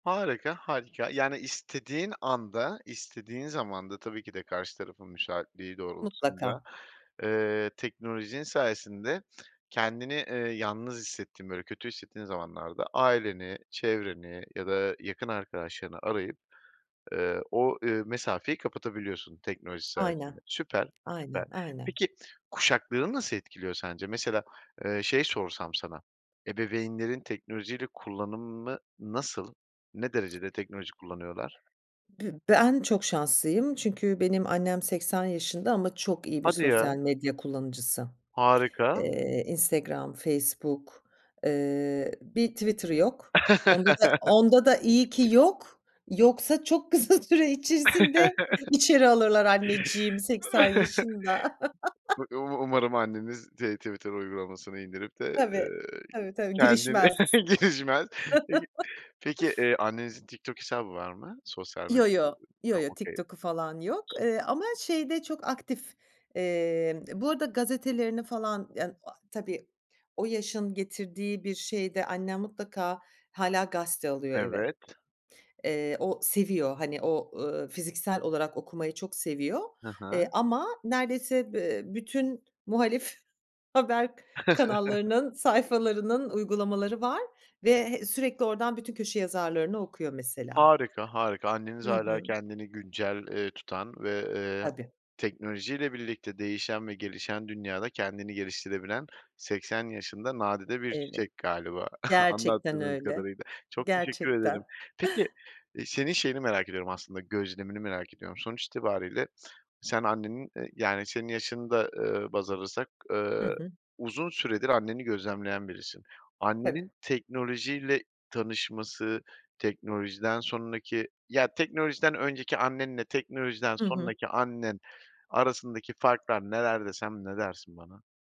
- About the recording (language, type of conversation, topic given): Turkish, podcast, Aile içinde teknolojinin kullanımı kuşakları nasıl etkiliyor?
- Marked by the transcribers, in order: other background noise; chuckle; laughing while speaking: "süre içerisinde"; chuckle; chuckle; chuckle; laughing while speaking: "geçmez"; tapping; chuckle; unintelligible speech; in English: "okay"; laughing while speaking: "muhalif haber"; chuckle; chuckle; chuckle